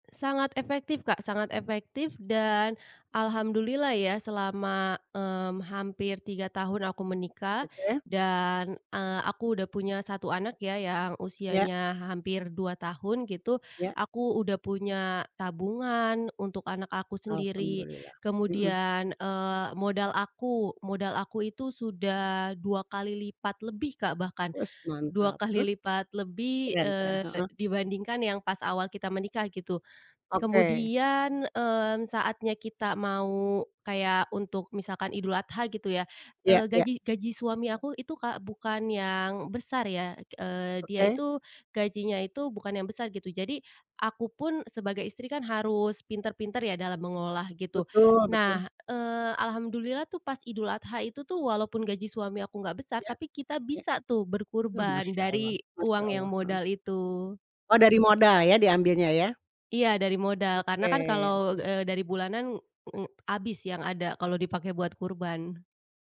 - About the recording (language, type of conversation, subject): Indonesian, podcast, Bagaimana caramu menahan godaan belanja impulsif demi menambah tabungan?
- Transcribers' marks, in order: none